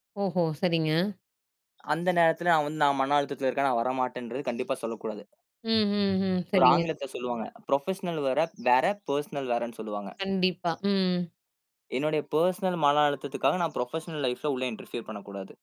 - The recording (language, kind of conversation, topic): Tamil, podcast, நீங்கள் மன அழுத்தத்தில் இருக்கும் போது, மற்றவர் பேச விரும்பினால் என்ன செய்வீர்கள்?
- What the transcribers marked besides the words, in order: bird; other noise; in English: "ப்ரொஃபஷ்னல்"; in English: "பர்சனல்"; drawn out: "ம்"; in English: "பெர்சனல்"; in English: "ப்ரொஃபஷ்னல் லைஃப்ல"; in English: "இன்டர்ஃபியர்"